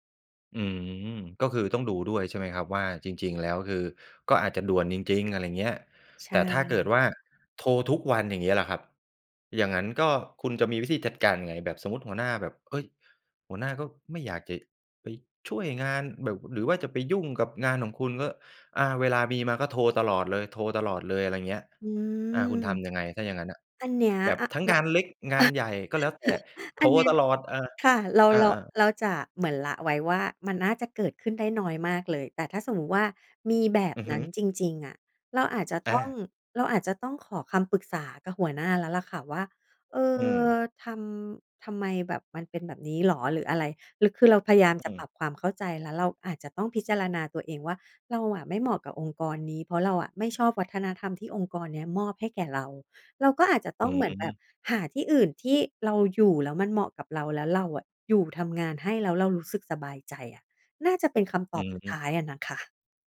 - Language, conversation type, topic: Thai, podcast, คิดอย่างไรกับการพักร้อนที่ไม่เช็กเมล?
- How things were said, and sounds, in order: chuckle